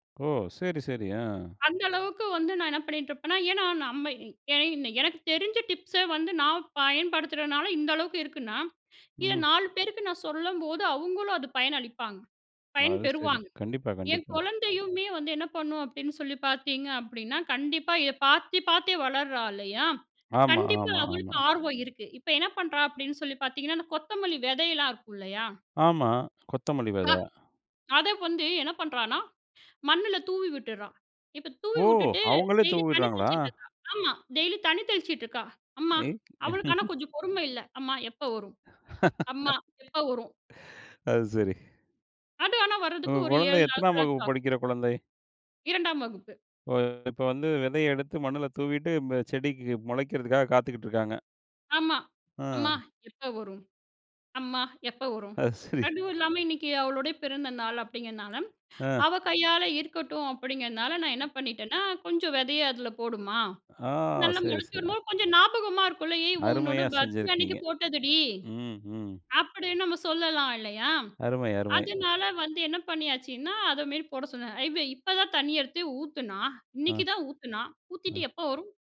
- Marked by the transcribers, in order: laugh; laughing while speaking: "அது சரி"; drawn out: "ஆ"
- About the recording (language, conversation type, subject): Tamil, podcast, பசுமை நெறிமுறைகளை குழந்தைகளுக்கு எப்படிக் கற்பிக்கலாம்?
- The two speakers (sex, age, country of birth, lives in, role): female, 35-39, India, India, guest; male, 40-44, India, India, host